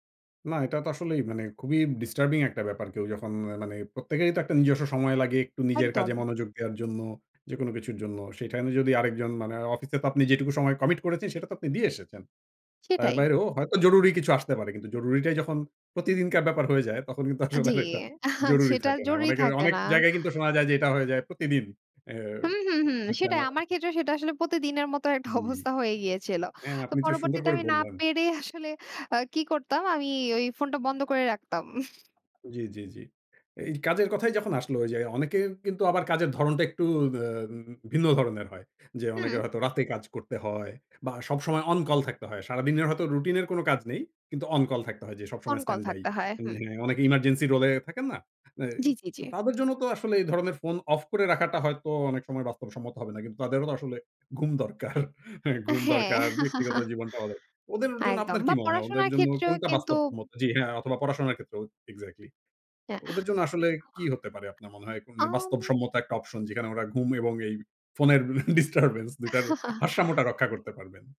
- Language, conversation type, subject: Bengali, podcast, শোবার আগে ফোনটা বন্ধ করা ভালো, নাকি চালু রাখাই ভালো?
- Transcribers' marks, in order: chuckle; laughing while speaking: "তখন কিন্তু আসলে আর"; unintelligible speech; laughing while speaking: "একটা অবস্থা হয়ে গিয়েছিল"; laughing while speaking: "পেরে আসলে"; chuckle; other background noise; tapping; chuckle; laugh; unintelligible speech; laughing while speaking: "ফোনের ডিস্টার্বেন্স"; laugh